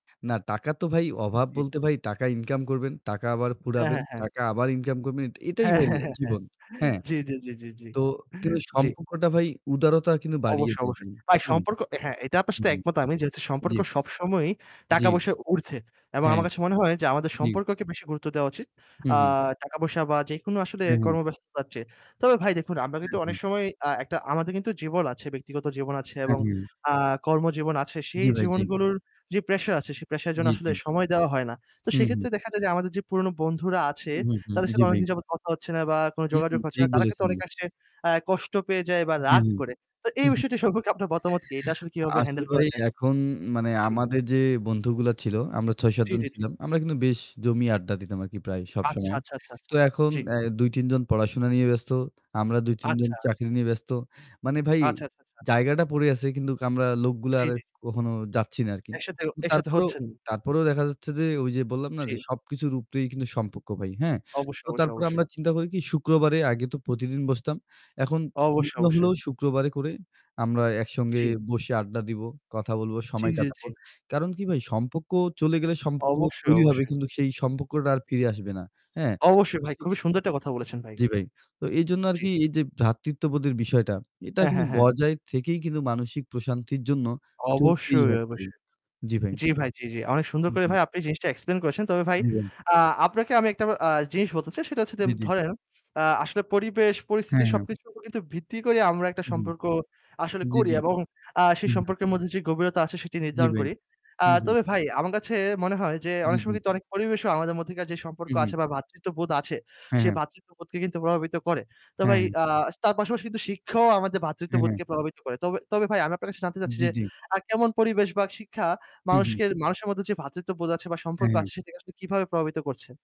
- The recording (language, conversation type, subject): Bengali, unstructured, আপনার মতে, সমাজে ভ্রাতৃত্ববোধ কীভাবে বাড়ানো যায়?
- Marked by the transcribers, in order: static; laughing while speaking: "হ্যাঁ, হ্যাঁ, হ্যাঁ"; other background noise; distorted speech; tapping; in English: "pressure"; in English: "pressure"; laughing while speaking: "এই বিষয়টি সম্পর্কে আপনার মতামত কি?"; in English: "handle"; "কিন্তু" said as "কিন্তুক"; unintelligible speech; "সম্পর্ক" said as "সম্পক্ক"; "সম্পর্ক" said as "সম্পক্ক"; "সম্পর্কটা" said as "সম্পক্কটা"; in English: "explain"